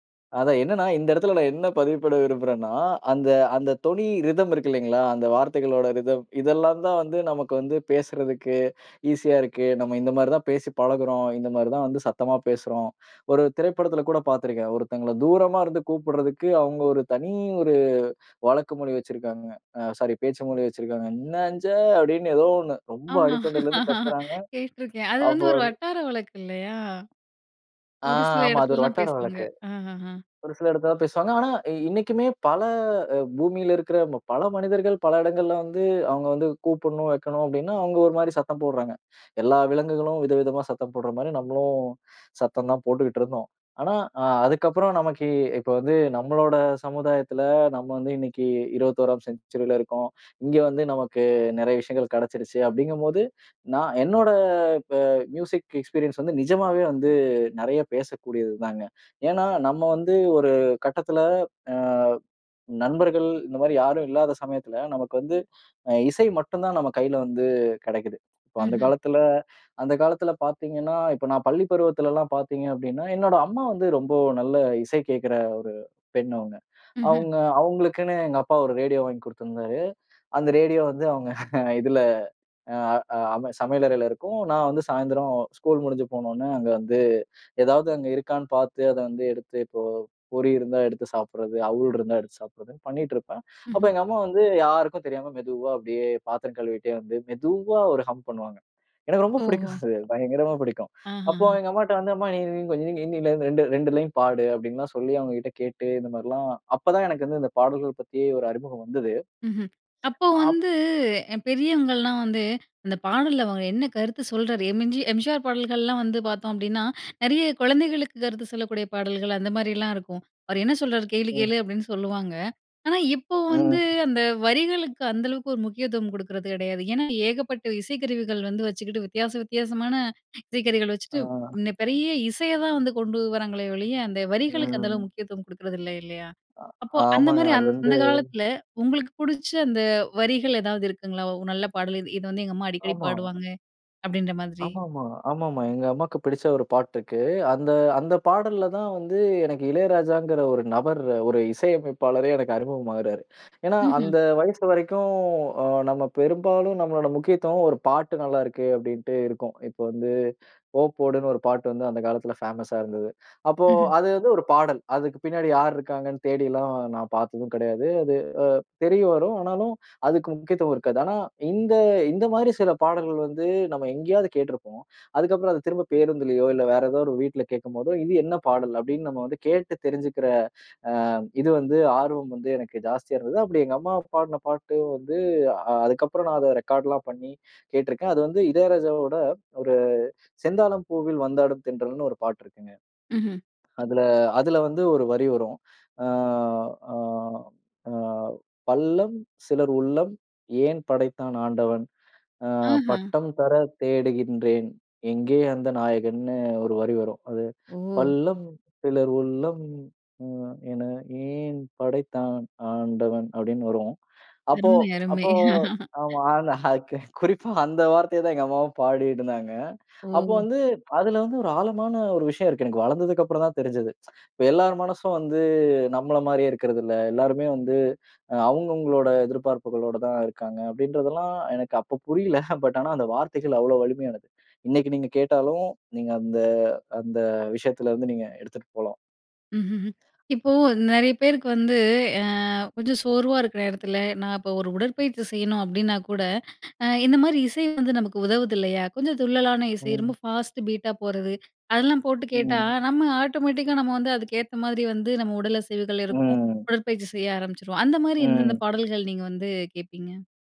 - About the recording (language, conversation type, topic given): Tamil, podcast, உங்கள் வாழ்க்கைக்கான பின்னணி இசை எப்படி இருக்கும்?
- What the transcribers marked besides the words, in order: laughing while speaking: "இடத்துல நான் என்ன பதிவு பண்ண விரும்புறேன்னா"; laughing while speaking: "ஆமா. கேட்ருக்கேன். அது வந்து ஒரு வட்டார வழக்கு இல்லையா?"; other noise; "நமக்கு" said as "நமக்கி"; drawn out: "என்னோட"; in English: "மியூசிக் எக்ஸ்பீரியன்ஸ்"; laughing while speaking: "அவங்க இதுல"; laughing while speaking: "புடிக்கும், அது பயங்கரமா புடிக்கும்"; other background noise; inhale; sad: "அ ஆமாங்க. அது வந்து"; chuckle; in English: "ரெக்கார்ட்லாம்"; singing: "பள்ளம் சிலர் உள்ளம் ம் என ஏன் படைத்தான் ஆண்டவன்?"; tsk; laughing while speaking: "குறிப்பா அந்த வார்த்தையைத்தான் எங்க அம்மாவும் பாடிக்கிட்டு இருந்தாங்க"; laugh; tsk; drawn out: "வந்து"; laughing while speaking: "புரியல. பட் ஆனா"; exhale; drawn out: "அ"; in English: "ஃபாஸ்ட்டு பீட்டா"; in English: "ஆட்டோமேட்டிக்கா"